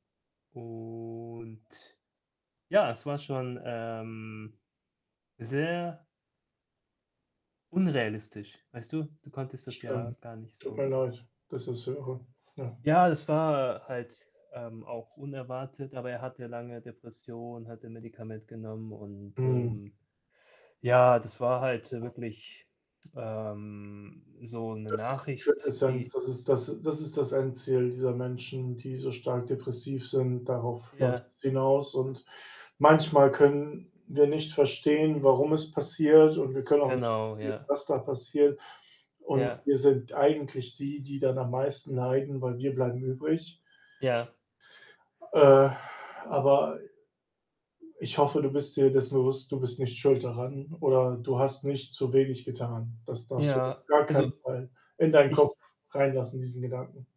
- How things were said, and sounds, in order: drawn out: "Und"; static; unintelligible speech; distorted speech; other background noise
- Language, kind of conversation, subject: German, unstructured, Wie hat ein Verlust in deinem Leben deine Sichtweise verändert?